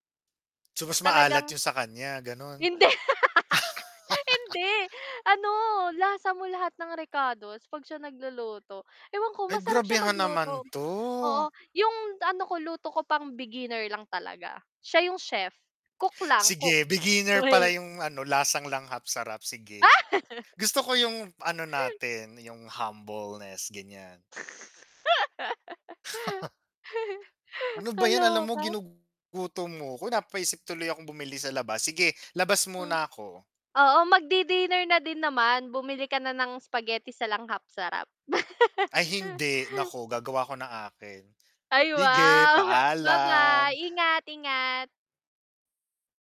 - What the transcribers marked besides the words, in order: static; laugh; other background noise; laugh; lip smack; dog barking; unintelligible speech; chuckle; laugh; chuckle; distorted speech; laugh; chuckle
- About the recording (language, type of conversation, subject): Filipino, unstructured, Paano mo hinihikayat ang iba na tikman ang niluto mo?